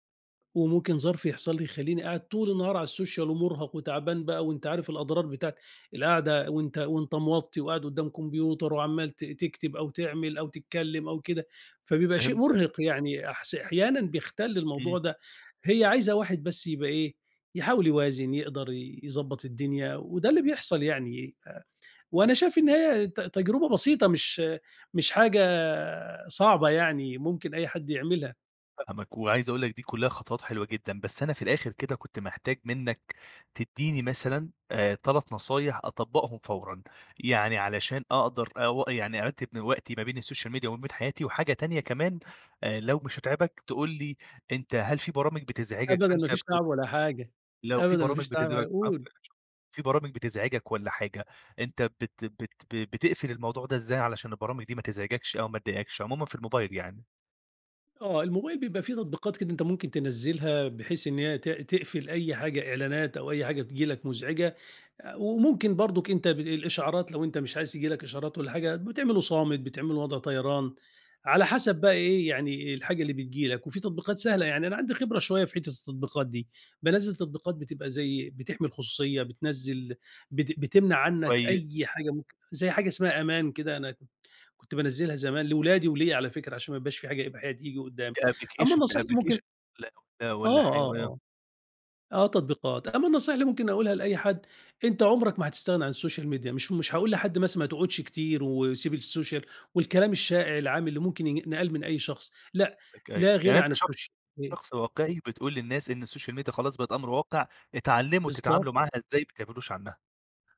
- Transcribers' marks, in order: in English: "السوشيال"; in English: "السوشيال ميديا"; unintelligible speech; in English: "أبلكيشن"; in English: "أبلكيشن"; in English: "السوشيال ميديا"; in English: "السوشيال"; unintelligible speech; in English: "السوشيال"; in English: "السوشيال ميديا"
- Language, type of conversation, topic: Arabic, podcast, إيه نصايحك لتنظيم الوقت على السوشيال ميديا؟